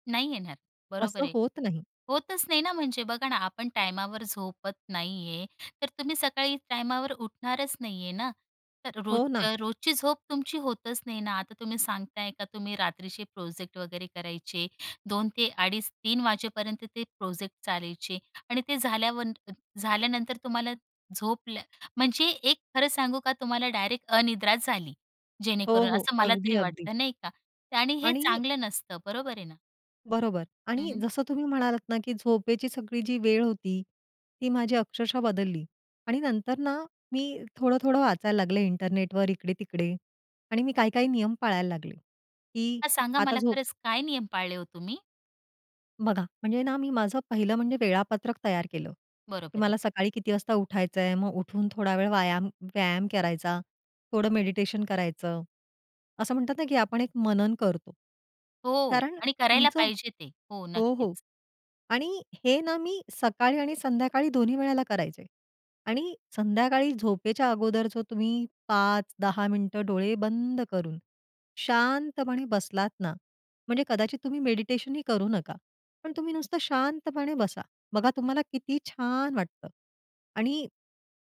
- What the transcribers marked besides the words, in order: none
- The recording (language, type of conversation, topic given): Marathi, podcast, ठराविक वेळेवर झोपण्याची सवय कशी रुजवली?